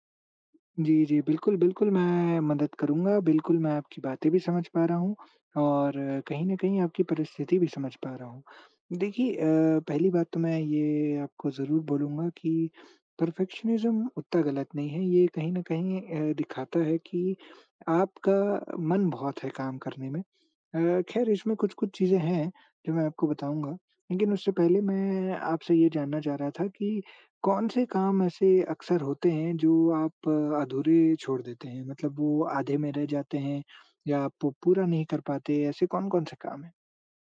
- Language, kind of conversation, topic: Hindi, advice, परफेक्शनिज्म के कारण काम पूरा न होने और खुद पर गुस्सा व शर्म महसूस होने का आप पर क्या असर पड़ता है?
- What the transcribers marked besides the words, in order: in English: "परफ़ेक्शनिज़्म"